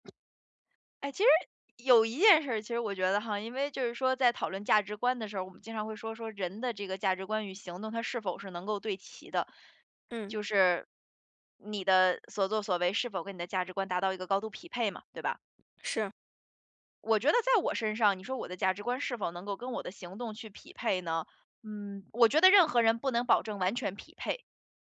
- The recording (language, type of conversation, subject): Chinese, advice, 我怎样才能让我的日常行动与我的价值观保持一致？
- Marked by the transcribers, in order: other background noise